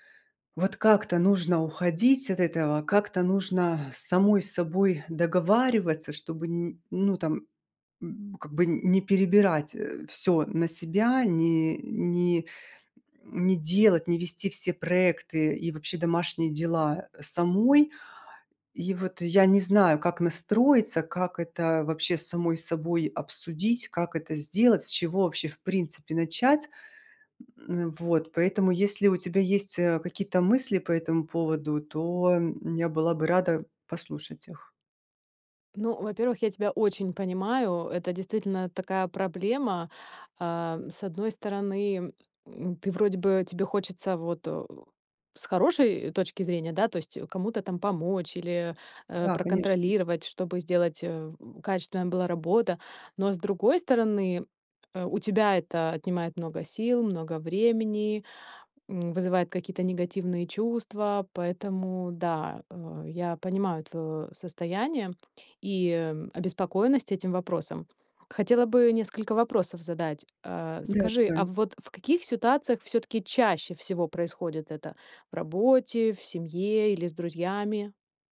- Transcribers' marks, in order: none
- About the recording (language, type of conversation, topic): Russian, advice, Как научиться говорить «нет» и перестать постоянно брать на себя лишние обязанности?